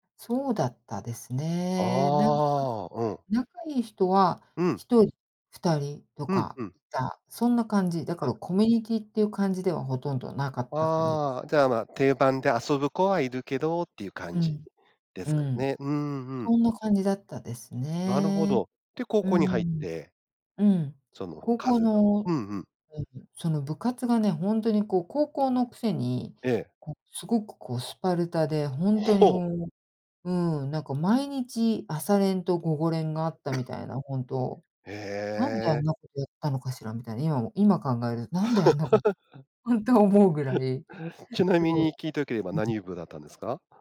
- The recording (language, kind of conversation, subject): Japanese, podcast, 学びにおいて、仲間やコミュニティはどんな役割を果たしていると感じますか？
- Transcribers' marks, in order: cough; laugh